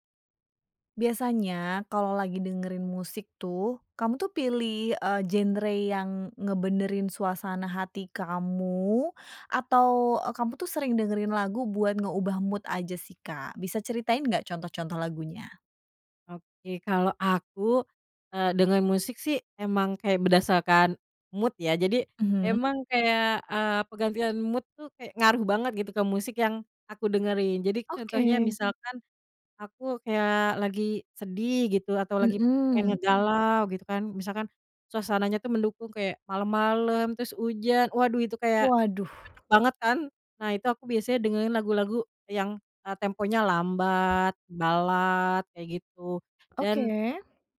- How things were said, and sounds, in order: in English: "mood"; in English: "mood"; in English: "mood"; other background noise
- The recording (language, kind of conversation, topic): Indonesian, podcast, Bagaimana perubahan suasana hatimu memengaruhi musik yang kamu dengarkan?